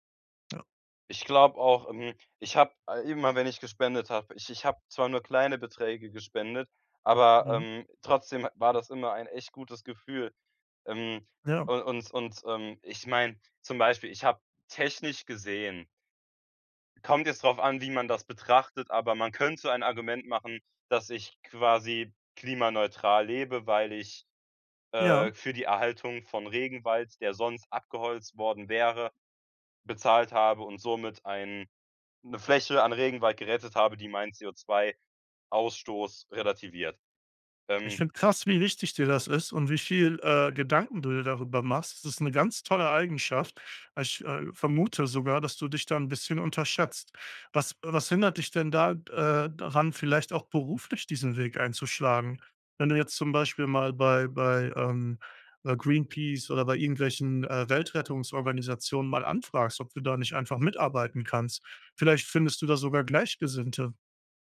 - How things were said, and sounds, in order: none
- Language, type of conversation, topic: German, advice, Warum habe ich das Gefühl, nichts Sinnvolles zur Welt beizutragen?